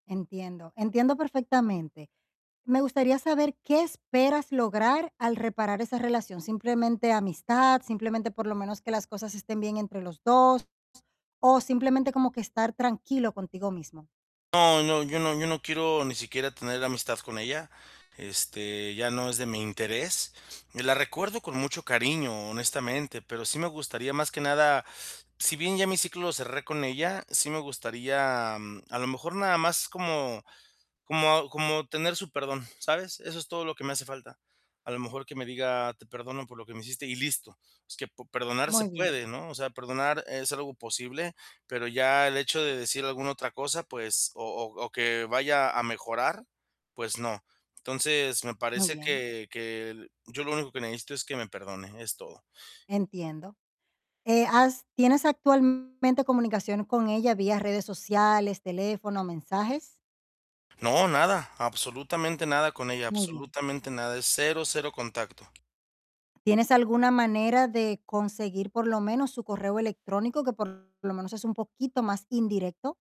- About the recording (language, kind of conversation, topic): Spanish, advice, ¿Cómo puedo reconstruir la confianza después de lastimar a alguien?
- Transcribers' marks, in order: other background noise; distorted speech